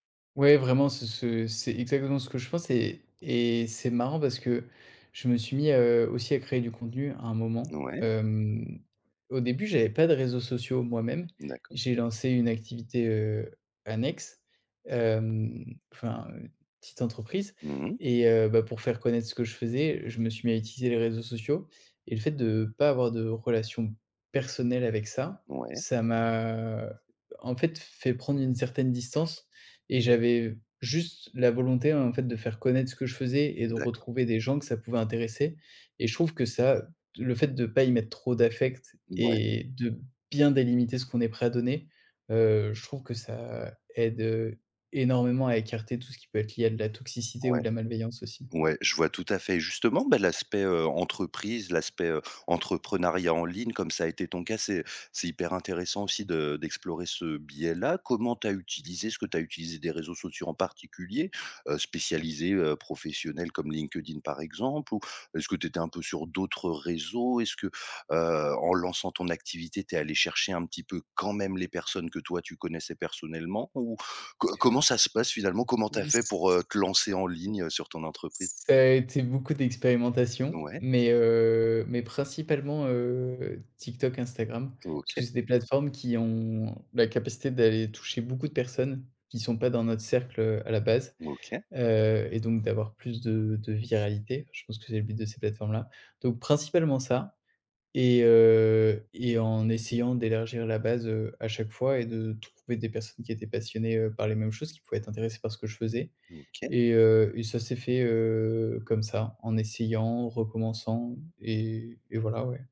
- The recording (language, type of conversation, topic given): French, podcast, Est-ce que tu trouves que le temps passé en ligne nourrit ou, au contraire, vide les liens ?
- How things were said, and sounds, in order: tapping; other background noise; stressed: "personnelle"; drawn out: "m'a"; stressed: "bien"; stressed: "quand même"; drawn out: "ç"; drawn out: "heu"